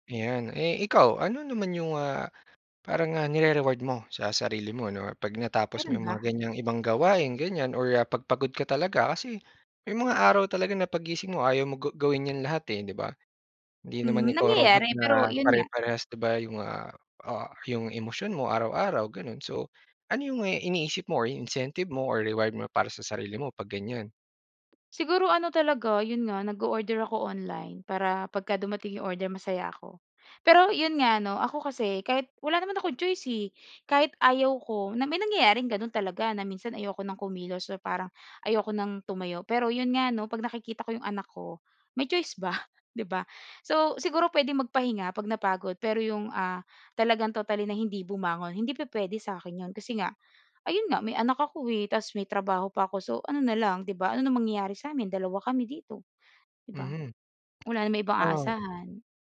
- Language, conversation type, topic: Filipino, podcast, Paano ninyo hinahati-hati ang mga gawaing-bahay sa inyong pamilya?
- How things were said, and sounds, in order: none